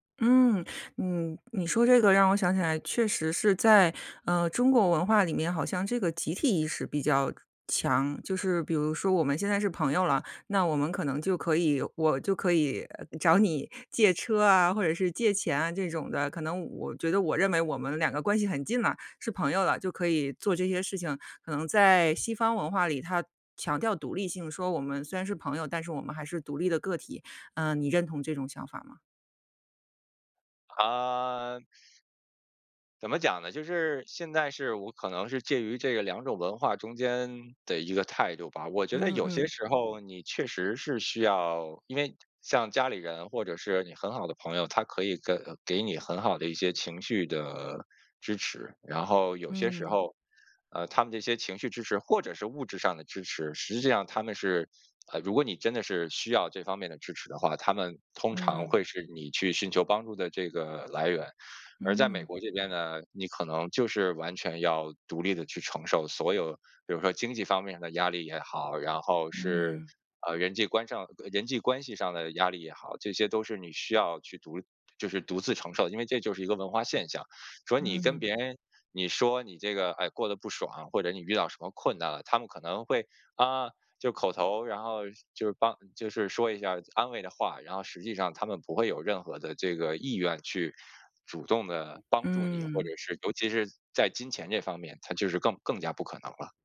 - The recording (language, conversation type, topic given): Chinese, podcast, 如何建立新的朋友圈？
- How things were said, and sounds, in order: other noise; laughing while speaking: "借车"; teeth sucking; other background noise